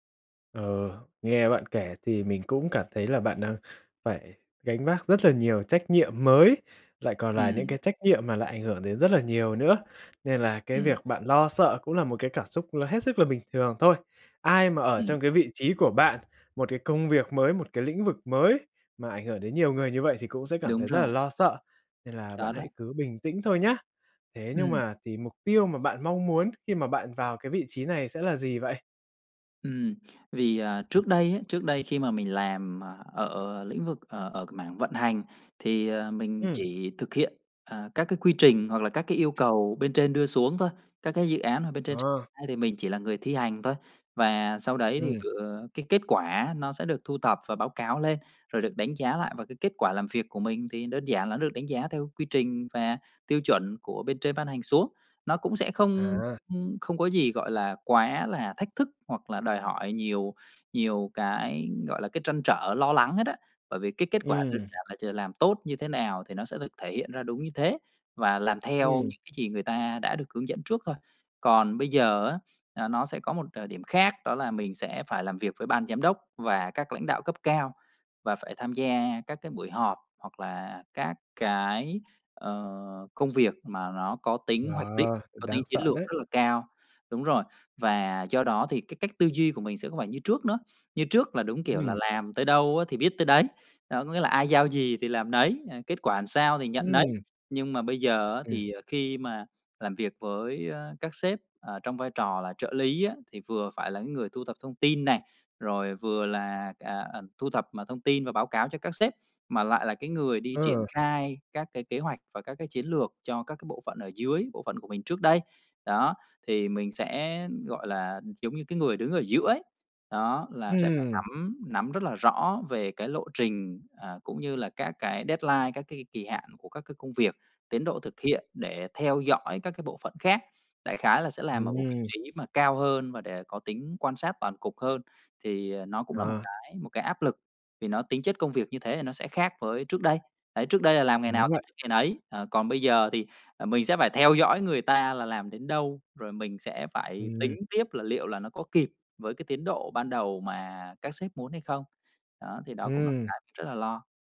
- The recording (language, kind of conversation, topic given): Vietnamese, advice, Làm sao để vượt qua nỗi e ngại thử điều mới vì sợ mình không giỏi?
- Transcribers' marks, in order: other background noise; tapping